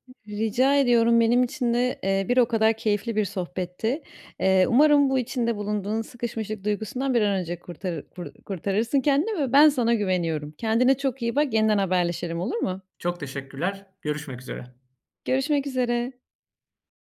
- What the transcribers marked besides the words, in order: none
- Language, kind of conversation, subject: Turkish, advice, Kendimi yaratıcı bir şekilde ifade etmekte neden zorlanıyorum?
- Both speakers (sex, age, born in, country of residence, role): female, 30-34, Turkey, Germany, advisor; male, 35-39, Turkey, Hungary, user